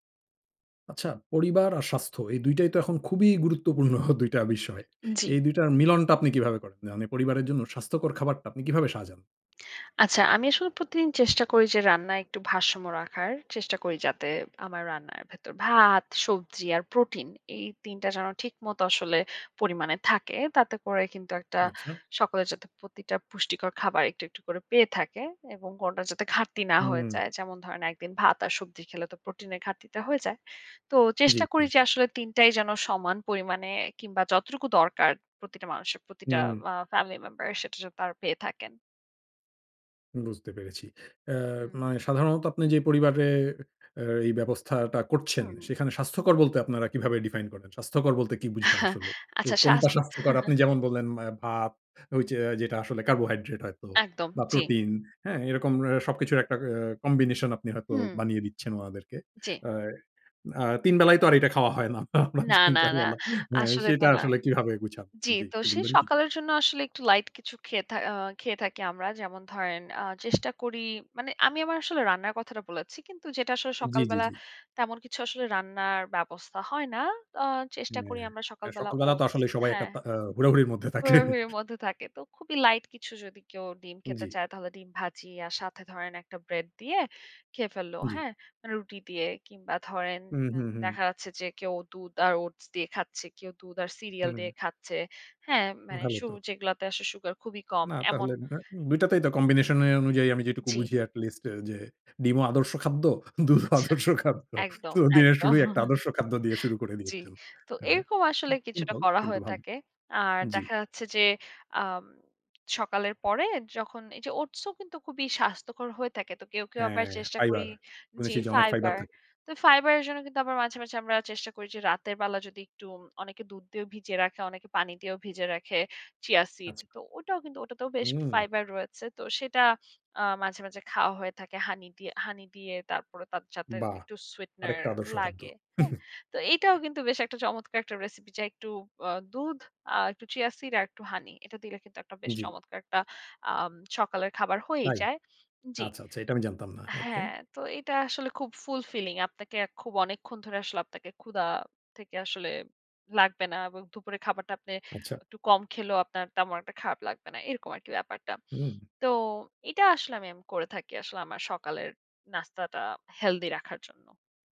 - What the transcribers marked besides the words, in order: laughing while speaking: "গুরুত্বপূর্ণ"; other background noise; tapping; in English: "define"; chuckle; unintelligible speech; laughing while speaking: "তিন চার বেলা"; laughing while speaking: "তাকে"; in English: "combination"; laughing while speaking: "দুধও আদর্শ খাদ্য"; laughing while speaking: "একদম"; in English: "sweetener"; chuckle; in English: "fulfilling"
- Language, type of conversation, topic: Bengali, podcast, পরিবারের জন্য স্বাস্থ্যকর খাবার কীভাবে সাজাবেন?